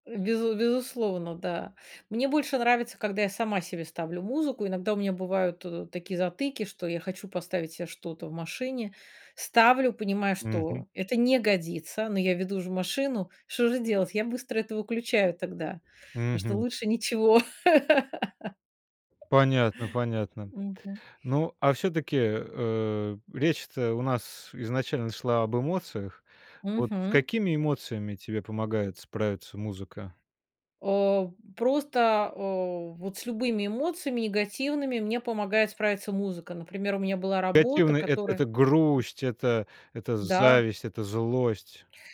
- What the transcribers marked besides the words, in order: chuckle; other background noise; tapping
- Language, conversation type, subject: Russian, podcast, Как музыка помогает тебе справляться с эмоциями?